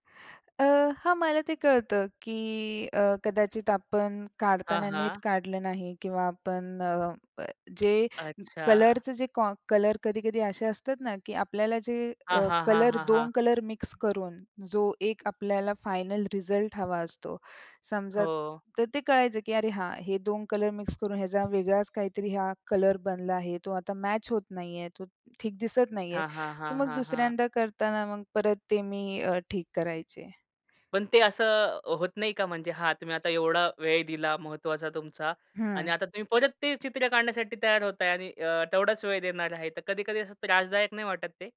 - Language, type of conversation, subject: Marathi, podcast, तुम्हाला कोणता छंद सर्वात जास्त आवडतो आणि तो का आवडतो?
- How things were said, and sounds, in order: other background noise